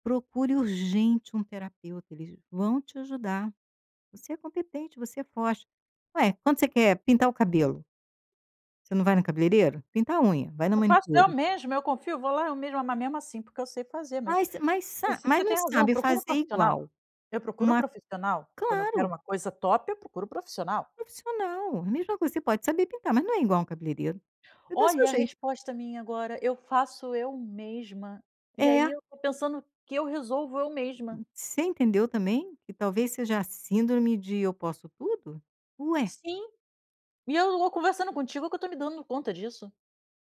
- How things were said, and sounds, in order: in English: "top"
- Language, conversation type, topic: Portuguese, advice, Como você tem lidado com a sensação de impostor ao liderar uma equipe pela primeira vez?